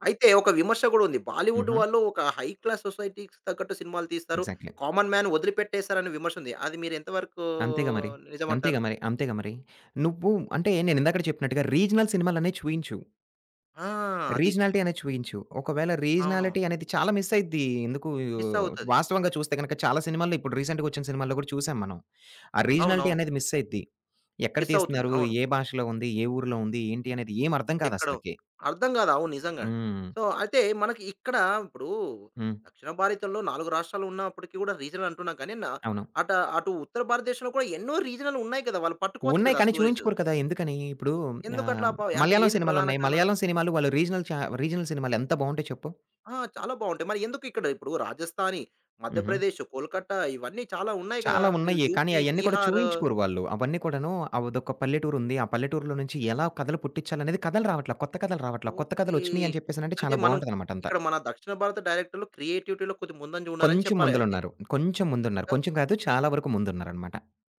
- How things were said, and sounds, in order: in English: "హై క్లాస్ సొసైటీ‌కి"; in English: "ఎగ్జాక్ట్‌లీ"; in English: "కామన్ మ్యాన్"; in English: "రీజనల్"; other background noise; in English: "రీజనాలిటీ"; in English: "రీజినాలిటీ"; in English: "రీసెంట్‌గా"; in English: "రీజనాలిటీ"; in English: "సో"; in English: "రీజనల్"; in English: "స్టోరీస్"; in English: "రీజనల్"; in English: "రీజనల్"; in English: "యు యూ పీ"; in English: "క్రియేటివిటీ‌లో"
- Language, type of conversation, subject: Telugu, podcast, బాలీవుడ్ మరియు టాలీవుడ్‌ల పాపులర్ కల్చర్‌లో ఉన్న ప్రధాన తేడాలు ఏమిటి?